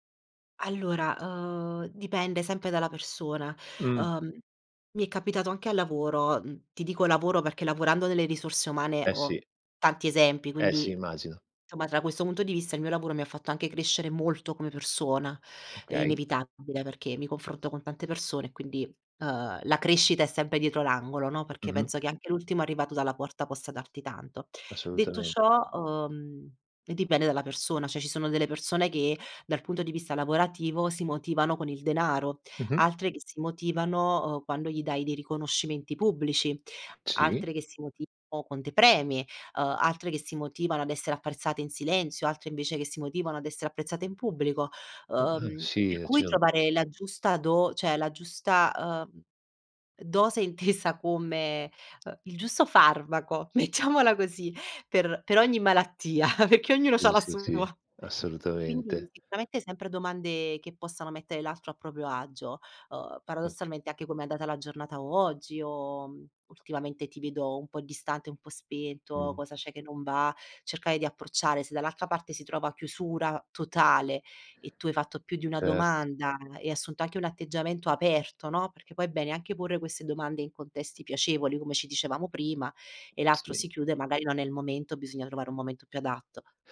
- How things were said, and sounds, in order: "insomma" said as "nsomma"; "sono" said as "ono"; "cioè" said as "ceh"; laughing while speaking: "mettiamola"; laughing while speaking: "malattia"; chuckle
- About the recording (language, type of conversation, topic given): Italian, podcast, Come fai a porre domande che aiutino gli altri ad aprirsi?